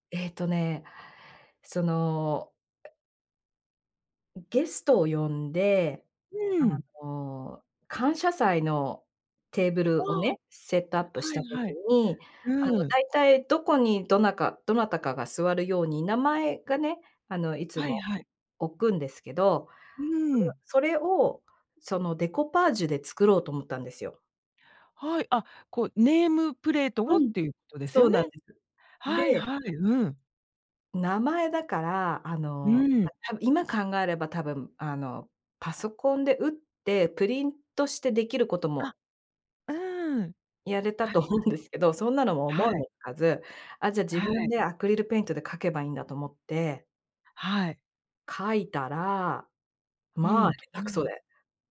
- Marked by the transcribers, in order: tapping; laughing while speaking: "思うんですけど"
- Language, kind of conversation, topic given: Japanese, podcast, あなたの一番好きな創作系の趣味は何ですか？